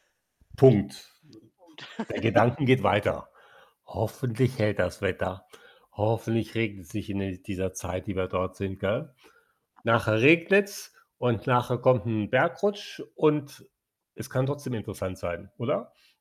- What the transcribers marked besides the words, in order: static; other background noise; unintelligible speech; laugh
- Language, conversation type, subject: German, unstructured, Was war dein spannendster Moment auf einer Reise?